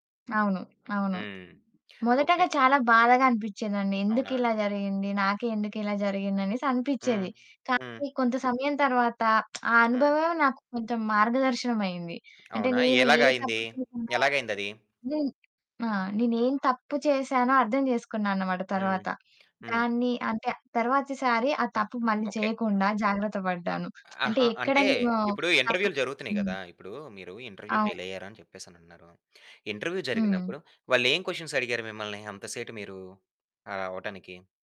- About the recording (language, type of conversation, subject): Telugu, podcast, జీవితంలోని అవరోధాలను మీరు అవకాశాలుగా ఎలా చూస్తారు?
- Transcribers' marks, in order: other background noise; distorted speech; lip smack; in English: "ఇంటర్వ్యూ"; in English: "ఇంటర్వ్యూ"; in English: "క్వెషన్స్"